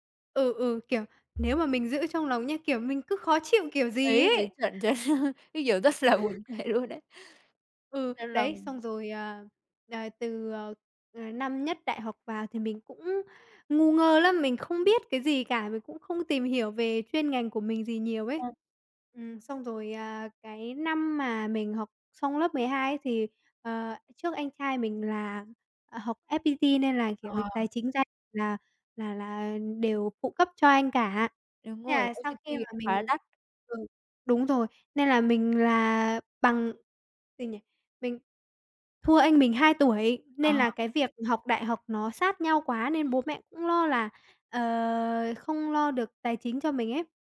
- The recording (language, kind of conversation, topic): Vietnamese, podcast, Làm sao để xây dựng niềm tin giữa cha mẹ và con cái?
- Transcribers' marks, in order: chuckle; laughing while speaking: "rất là buồn cười luôn đấy"; laugh; other noise; tapping; other background noise; in English: "F-P-T"; in English: "O-T-P"